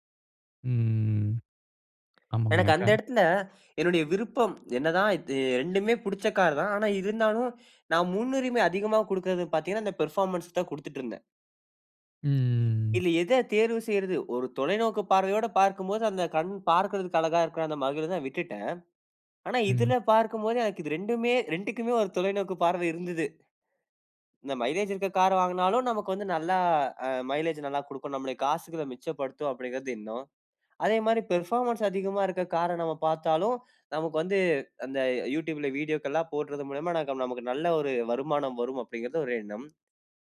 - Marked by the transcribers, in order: drawn out: "ம்"; other background noise; in English: "பெர்ஃபார்மன்ஸ்"; other noise; drawn out: "ம்"; in English: "மைலேஜ்"; in English: "பெர்ஃபார்மன்ஸ்"
- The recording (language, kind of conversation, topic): Tamil, podcast, அதிக விருப்பங்கள் ஒரே நேரத்தில் வந்தால், நீங்கள் எப்படி முடிவு செய்து தேர்வு செய்கிறீர்கள்?